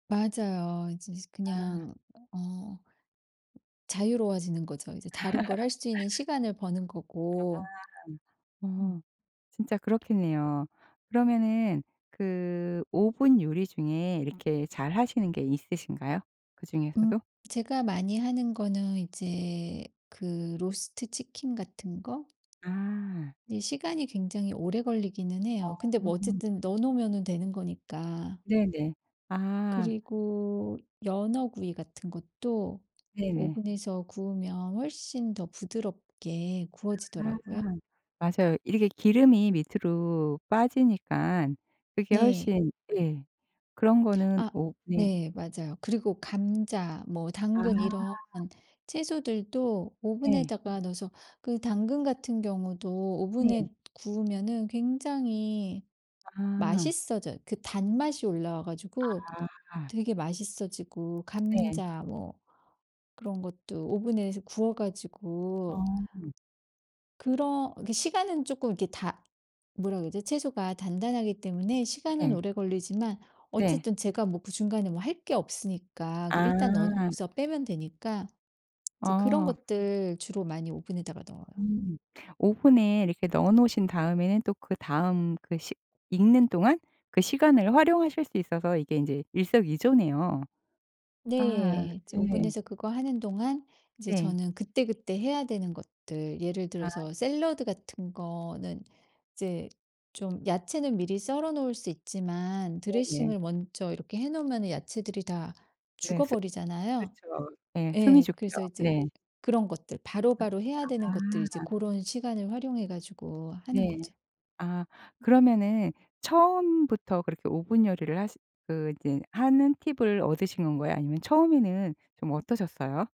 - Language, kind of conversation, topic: Korean, podcast, 집들이 음식은 어떻게 준비하면 좋을까요?
- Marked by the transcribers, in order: other background noise; laugh; tapping